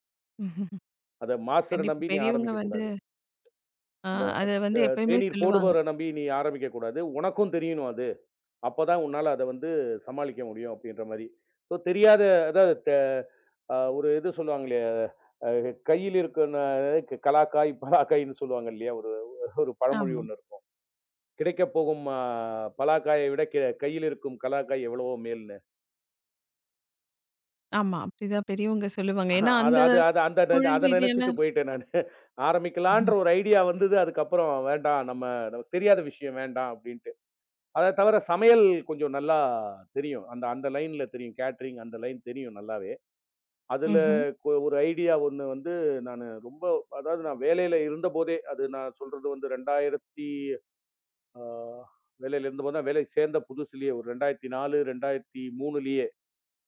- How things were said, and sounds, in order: chuckle; unintelligible speech; unintelligible speech; laughing while speaking: "கையில இருக்குன்னு கலாக்காய், பலாக்காய்ன்னு சொல்லுவாங்க இல்லையா. ஒரு ஒரு பழமொழி ஒண்ணு இருக்கும்"; drawn out: "அ"; chuckle; other noise; in English: "லைன்ல"; in English: "கேட்டரிங்"; in English: "லைன்"
- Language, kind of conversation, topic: Tamil, podcast, ஒரு யோசனை தோன்றியவுடன் அதை பிடித்து வைத்துக்கொள்ள நீங்கள் என்ன செய்கிறீர்கள்?